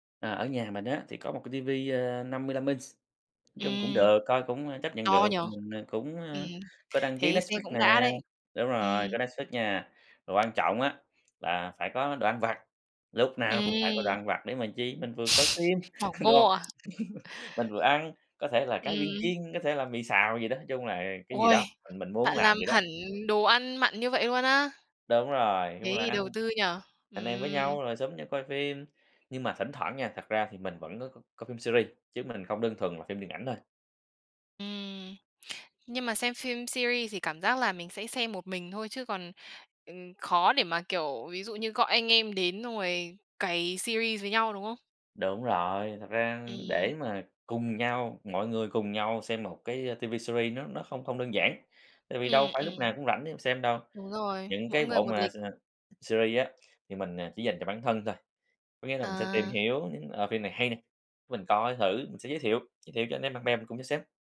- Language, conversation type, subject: Vietnamese, podcast, Bạn thích xem phim điện ảnh hay phim truyền hình dài tập hơn, và vì sao?
- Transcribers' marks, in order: tapping; other background noise; laugh; chuckle; in English: "series"; in English: "series"; in English: "series"; in English: "series"; in English: "series"